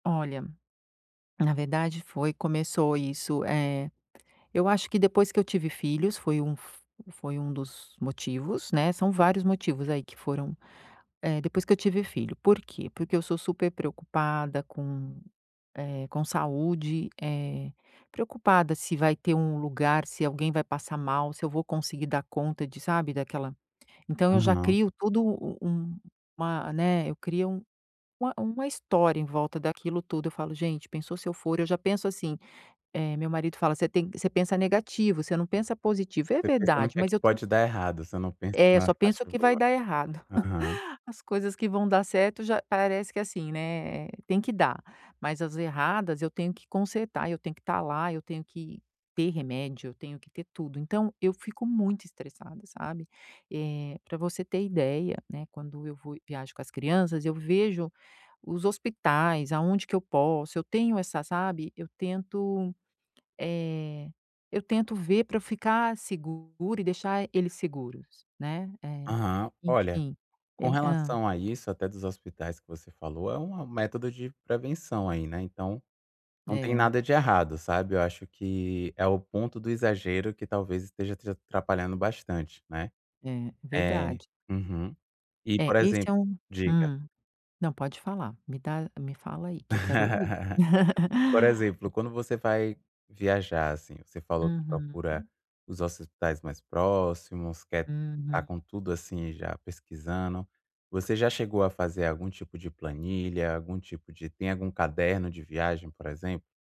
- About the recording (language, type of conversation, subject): Portuguese, advice, Como posso reduzir o estresse durante viagens e férias?
- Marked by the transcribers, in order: chuckle; tapping; laugh; chuckle